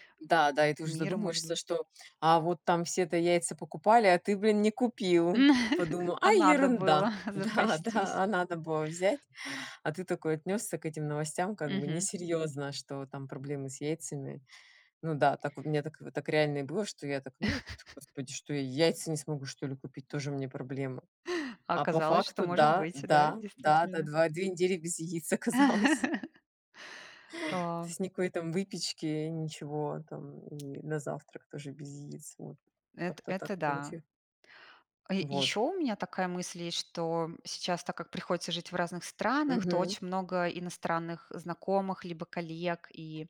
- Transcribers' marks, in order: chuckle; laughing while speaking: "Да, да"; laughing while speaking: "оказалось"
- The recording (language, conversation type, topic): Russian, unstructured, Почему важно оставаться в курсе событий мира?